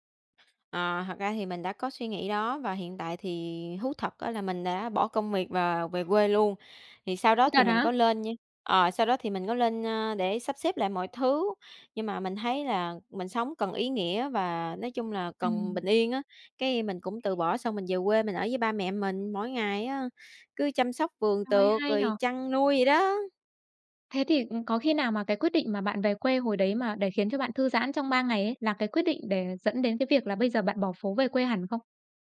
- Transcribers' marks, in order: other background noise
- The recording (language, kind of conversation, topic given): Vietnamese, podcast, Bạn có thể kể về một lần bạn tìm được một nơi yên tĩnh để ngồi lại và suy nghĩ không?